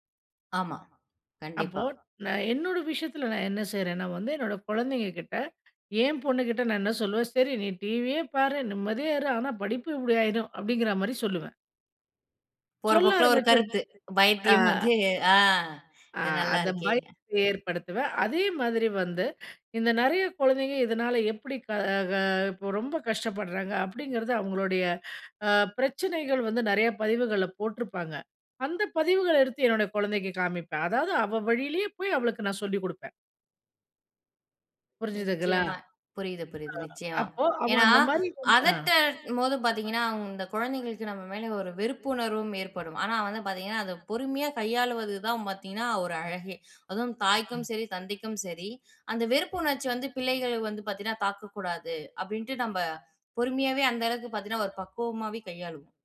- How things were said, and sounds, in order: other background noise; other noise
- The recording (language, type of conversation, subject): Tamil, podcast, குழந்தைகளின் திரை நேரம் குறித்து உங்கள் அணுகுமுறை என்ன?